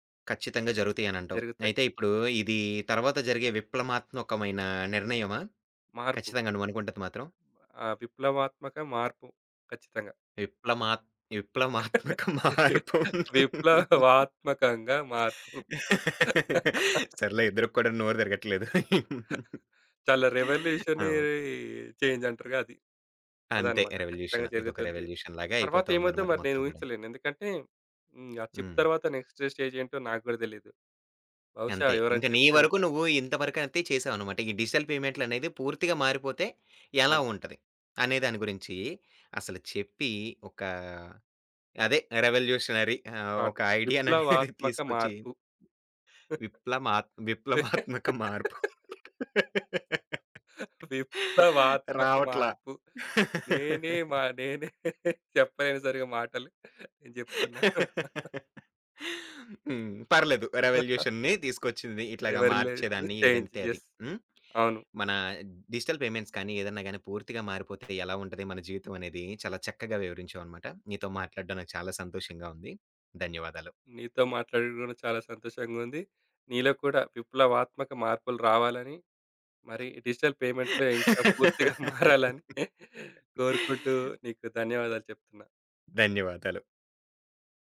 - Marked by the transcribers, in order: laughing while speaking: "విప్లమాత్మక మార్పు"; unintelligible speech; laughing while speaking: "విప్లవాత్మకంగా మార్పు"; laughing while speaking: "సర్లే, ఇద్దరికి కూడా నోరు తిరగట్లేదు"; drawn out: "రివల్యూషనే"; in English: "చేంజ్"; in English: "రివల్యూషన్"; in English: "చిప్"; in English: "డిజిటల్"; in English: "రివల్యూషనరీ"; laughing while speaking: "అనేది"; laugh; other background noise; laugh; laughing while speaking: "నేనే చెప్పలేను సరిగా మాటలు. కానీ చెప్తున్నా"; laugh; in English: "రివల్యూషన్‌ని"; chuckle; in English: "డిజిటల్ పేమెంట్స్"; in English: "చేంజ్. యెస్"; laugh; in English: "డిజిటల్ పేమెంట్‌లో"; laughing while speaking: "పూర్తిగా మారాలని"
- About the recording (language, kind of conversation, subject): Telugu, podcast, డిజిటల్ చెల్లింపులు పూర్తిగా అమలులోకి వస్తే మన జీవితం ఎలా మారుతుందని మీరు భావిస్తున్నారు?